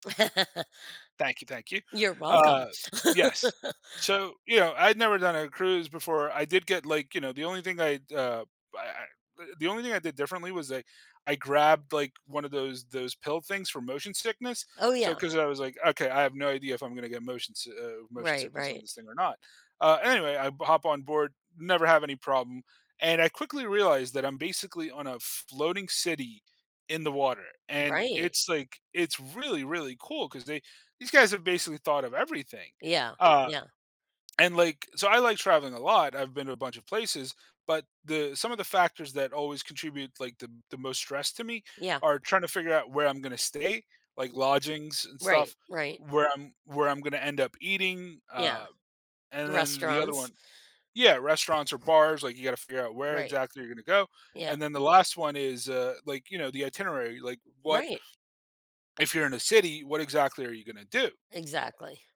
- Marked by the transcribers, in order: laugh; laugh; tapping; other background noise
- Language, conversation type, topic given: English, unstructured, How can travel open your mind to new ways of thinking?
- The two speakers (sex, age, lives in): female, 65-69, United States; male, 35-39, United States